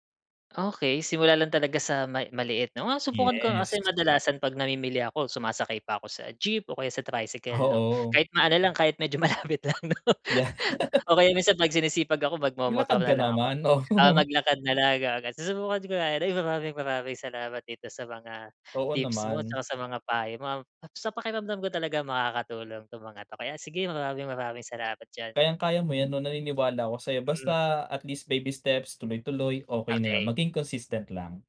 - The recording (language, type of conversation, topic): Filipino, advice, Paano ako magiging mas disiplinado at makakabuo ng regular na pang-araw-araw na gawain?
- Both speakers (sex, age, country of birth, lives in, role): male, 25-29, Philippines, Philippines, advisor; male, 35-39, Philippines, Philippines, user
- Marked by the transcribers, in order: other background noise; laughing while speaking: "malapit lang, no?"; laughing while speaking: "Yeah"; laughing while speaking: "oo"; in English: "at least baby steps"